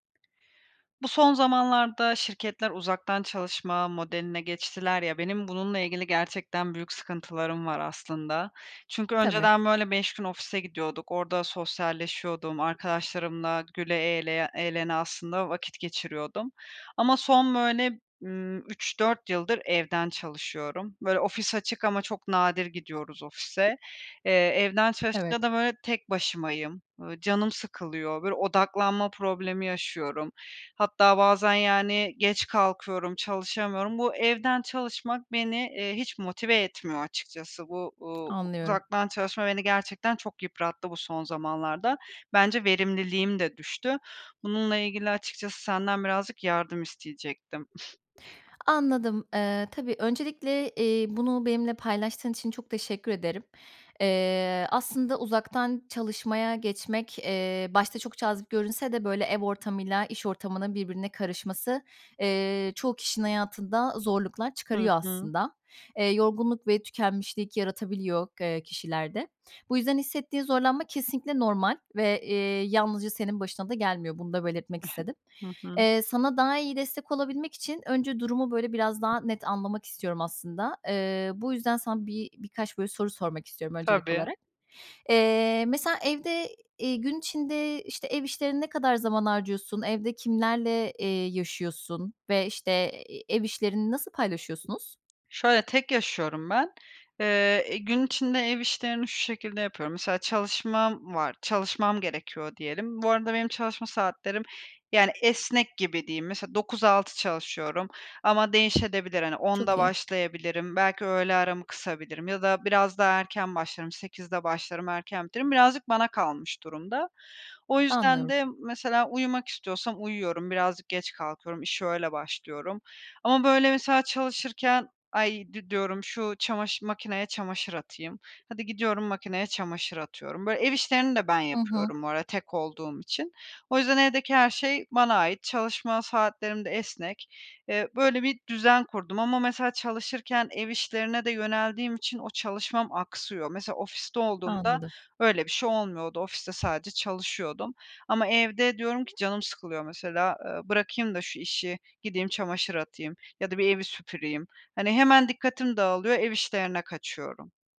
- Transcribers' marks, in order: other background noise; scoff; scoff; tapping; other noise
- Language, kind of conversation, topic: Turkish, advice, Uzaktan çalışmaya geçiş sürecinizde iş ve ev sorumluluklarınızı nasıl dengeliyorsunuz?